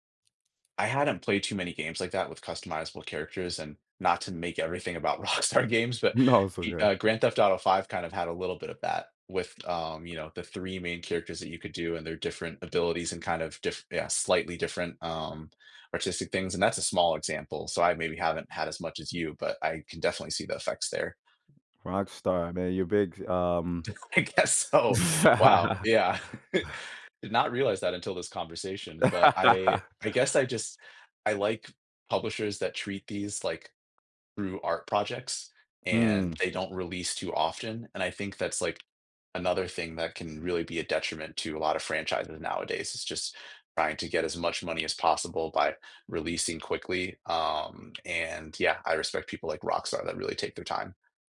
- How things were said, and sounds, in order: other background noise; laughing while speaking: "Rockstar games"; laughing while speaking: "No"; tapping; laughing while speaking: "D I guess so"; chuckle; laugh; laugh
- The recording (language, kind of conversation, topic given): English, unstructured, What qualities make a fictional character stand out and connect with audiences?
- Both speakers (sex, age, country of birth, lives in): male, 25-29, Canada, United States; male, 30-34, United States, United States